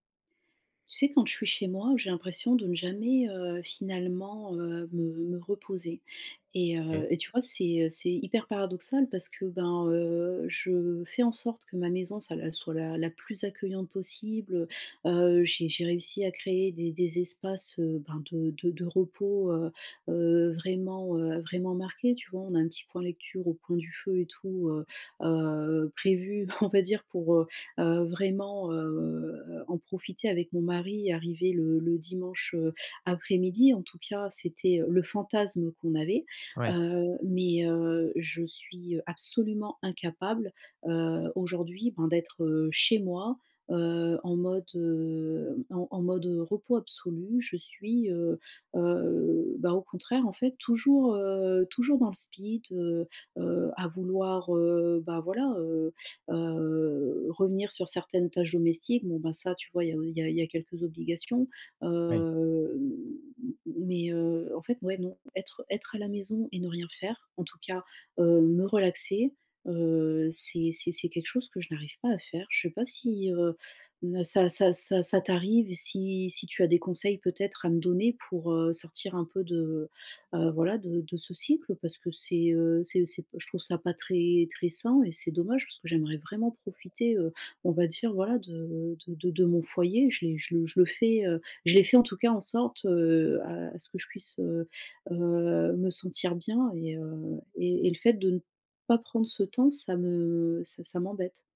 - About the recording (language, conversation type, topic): French, advice, Comment puis-je vraiment me détendre chez moi ?
- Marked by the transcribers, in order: laughing while speaking: "on va dire"; stressed: "absolument"; stressed: "moi"; in English: "speed"; drawn out: "heu"